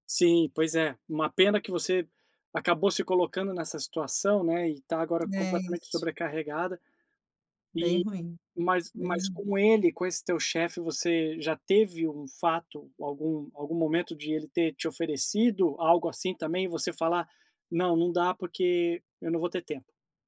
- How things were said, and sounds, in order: none
- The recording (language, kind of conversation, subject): Portuguese, advice, Como posso aprender a dizer não e evitar assumir responsabilidades demais?